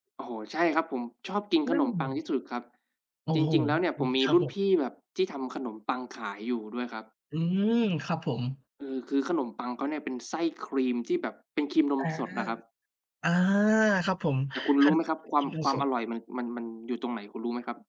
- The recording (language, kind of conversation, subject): Thai, unstructured, คุณชอบทำอะไรเพื่อให้ตัวเองมีความสุข?
- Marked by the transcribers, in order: none